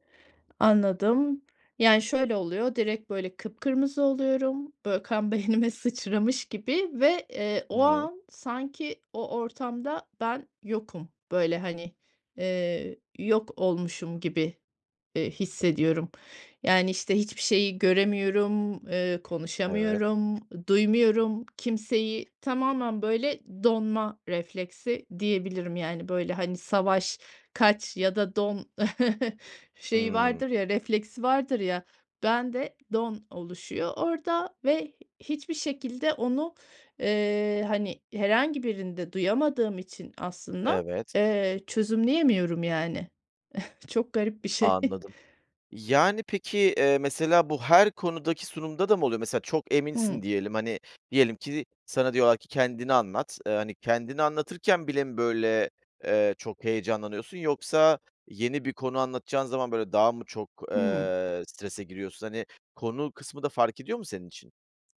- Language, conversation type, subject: Turkish, advice, Topluluk önünde konuşma kaygınızı nasıl yönetiyorsunuz?
- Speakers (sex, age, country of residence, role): female, 40-44, Spain, user; male, 40-44, Greece, advisor
- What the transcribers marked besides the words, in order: other background noise; laughing while speaking: "beynime sıçramış"; tapping; chuckle; chuckle; laughing while speaking: "Çok garip bir şey"; chuckle